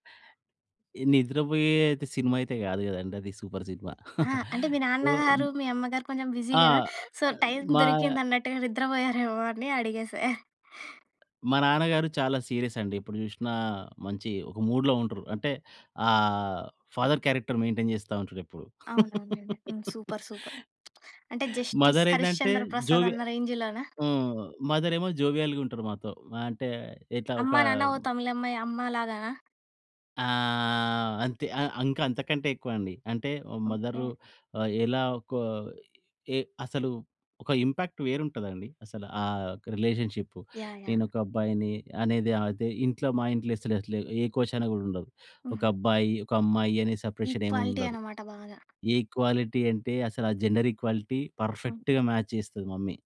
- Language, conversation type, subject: Telugu, podcast, కుటుంబంతో కలిసి సినిమా చూస్తే మీకు గుర్తొచ్చే జ్ఞాపకాలు ఏవైనా చెప్పగలరా?
- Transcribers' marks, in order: in English: "సూపర్"; chuckle; in English: "సో"; in English: "బిజీ"; other noise; in English: "సో"; tapping; in English: "మూడ్‌లో"; in English: "ఫాదర్ క్యారెక్టర్ మెయిన్‌టైన్"; in English: "సూపర్. సూపర్"; laugh; other background noise; drawn out: "ఆహ్"; in English: "ఇంపాక్ట్"; in English: "ఈక్వాలిటీ"; in English: "ఈక్వాలిటీ"; in English: "జెండర్ ఈక్వాలిటీ పర్ఫెక్ట్‌గా మ్యాచ్"; in English: "మమ్మీ"